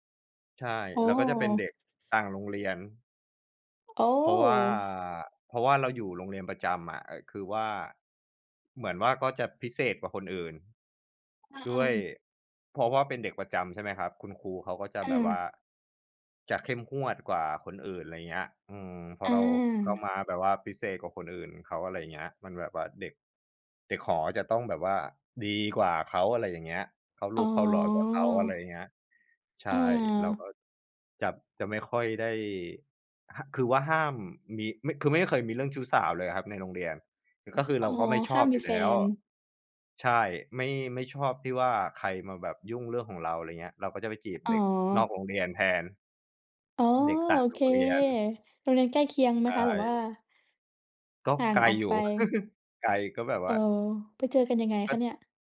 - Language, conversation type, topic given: Thai, unstructured, เคยมีเหตุการณ์อะไรในวัยเด็กที่คุณอยากเล่าให้คนอื่นฟังไหม?
- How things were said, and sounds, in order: other background noise; chuckle